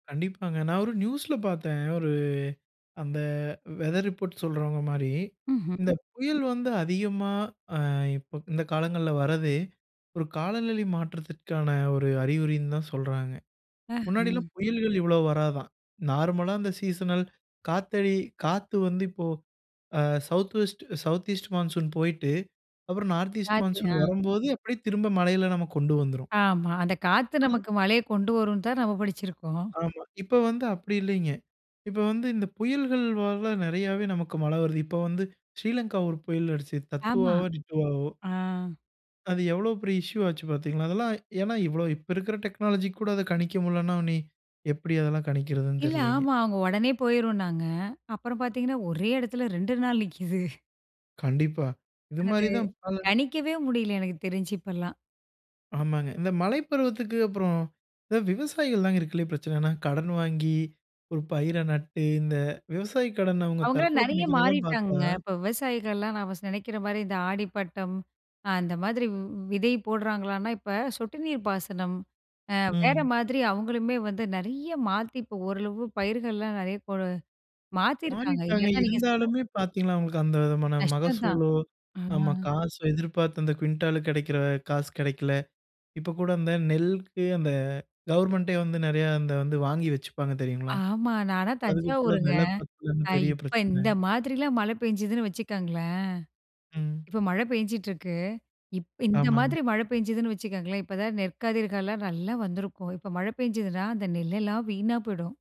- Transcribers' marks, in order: in English: "வெதர் ரிப்போர்ட்"; other noise; other background noise; in English: "சீசனல்"; in English: "சவுத் வெஸ்ட் சவுத் ஈஸ்ட் மான்சூன்"; in English: "நார்த் ஈஸ்ட் மான்சூன்"; in English: "இஷ்யூ"; in English: "டெக்னாலஜிக்கு"; chuckle; tapping
- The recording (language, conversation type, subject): Tamil, podcast, காலநிலை மாற்றத்தால் பருவங்கள் எவ்வாறு மாறிக்கொண்டிருக்கின்றன?